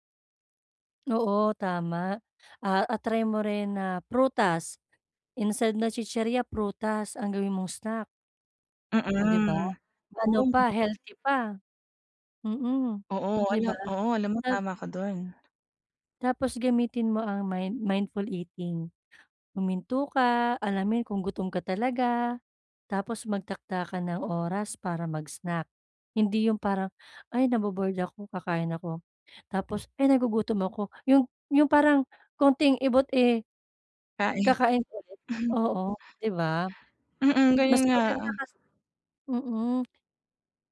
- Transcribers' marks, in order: other background noise; tapping; chuckle
- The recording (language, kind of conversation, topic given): Filipino, advice, Paano ko mababawasan ang pagmemeryenda kapag nababagot ako sa bahay?